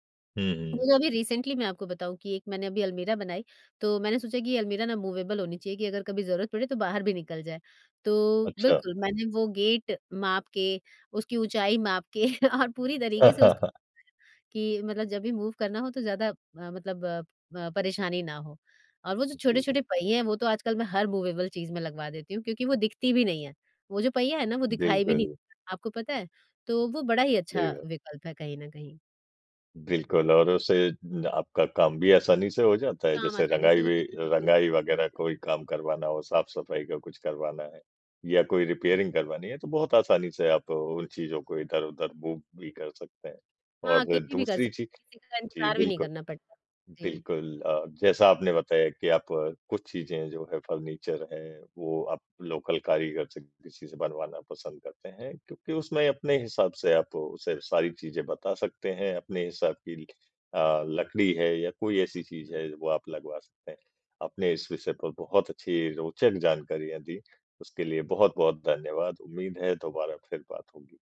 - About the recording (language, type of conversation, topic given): Hindi, podcast, फर्नीचर चुनते समय आप आराम और जगह के बीच संतुलन कैसे बनाते हैं?
- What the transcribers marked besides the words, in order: in English: "रिसेंटली"; in English: "अलमीरा"; in English: "अलमीरा"; in English: "मूवेबल"; laughing while speaking: "माप के और पूरी तरीके से उसको"; laugh; unintelligible speech; in English: "मूव"; in English: "मूवेबल"; unintelligible speech; in English: "के"; in English: "रिपेयरिंग"; in English: "मूव"; in English: "फर्नीचर"; in English: "लोकल"